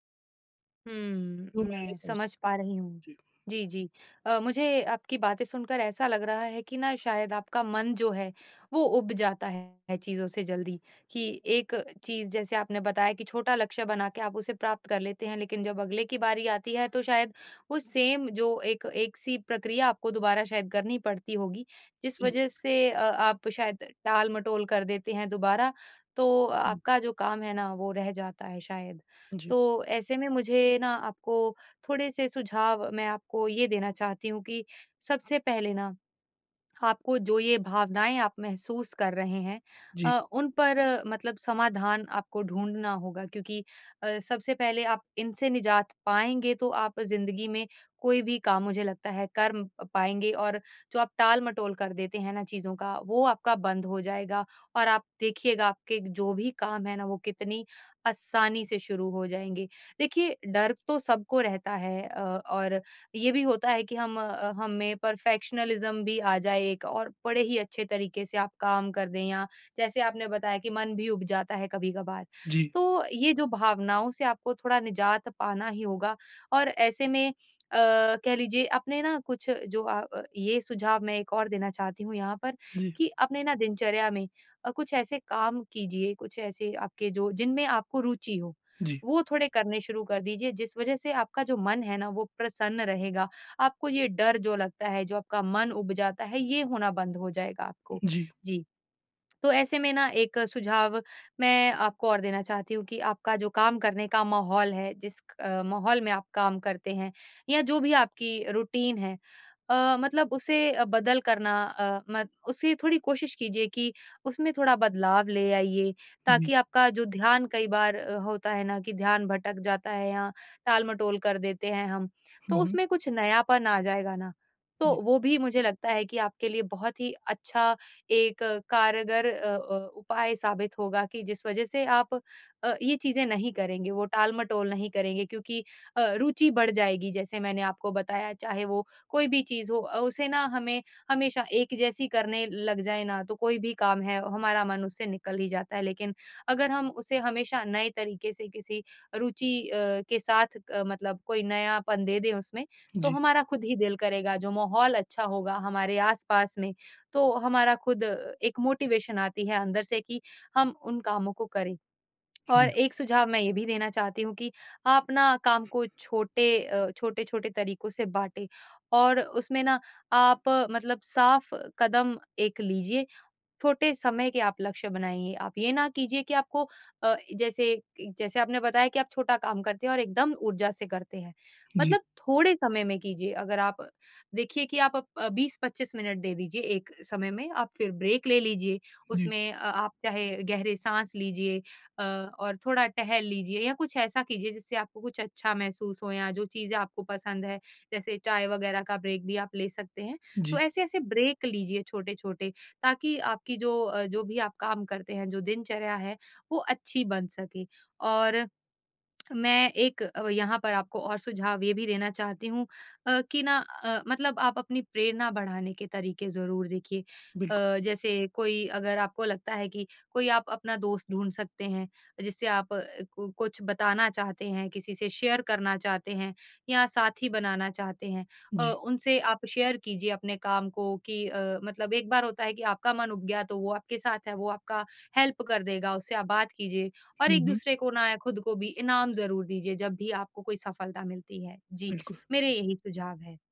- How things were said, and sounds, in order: in English: "सेम"; in English: "परफेक्शनिज़्म"; in English: "रूटीन"; in English: "मोटिवेशन"; in English: "ब्रेक"; in English: "ब्रेक"; in English: "ब्रेक"; in English: "शेयर"; in English: "शेयर"; in English: "हेल्प"
- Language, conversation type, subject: Hindi, advice, लगातार टालमटोल करके काम शुरू न कर पाना